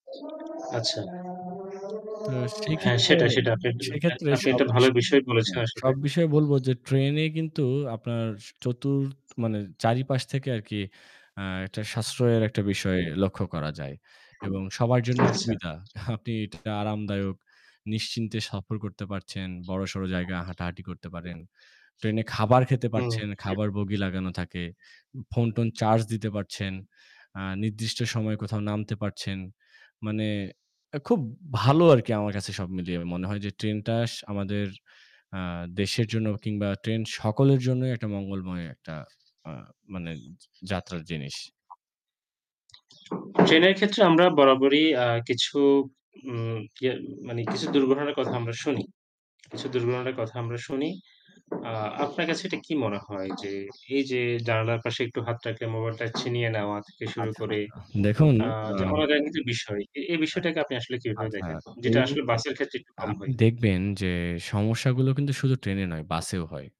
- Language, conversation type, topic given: Bengali, unstructured, আপনার কাছে কোনটি বেশি আরামদায়ক—বাস নাকি ট্রেন?
- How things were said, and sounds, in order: background speech; bird; static; unintelligible speech; unintelligible speech; other background noise; chuckle; tapping